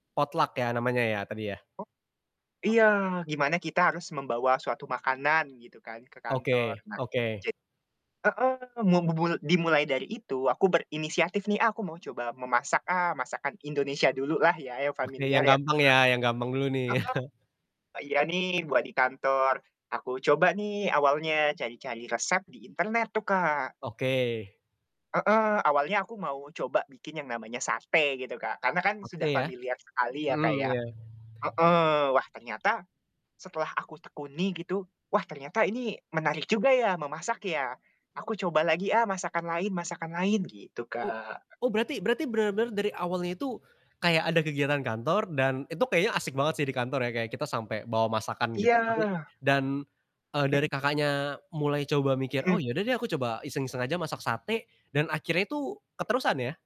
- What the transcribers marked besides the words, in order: in English: "Potluck"; distorted speech; other background noise; chuckle; static
- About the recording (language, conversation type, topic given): Indonesian, podcast, Mengapa kamu suka memasak atau bereksperimen di dapur?